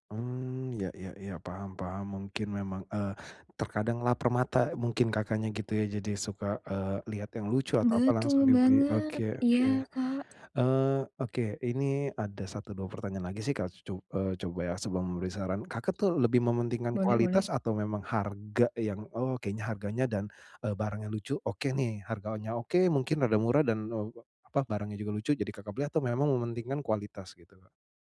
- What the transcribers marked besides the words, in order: tapping
- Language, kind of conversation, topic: Indonesian, advice, Bagaimana cara menyeimbangkan kualitas dan anggaran saat berbelanja?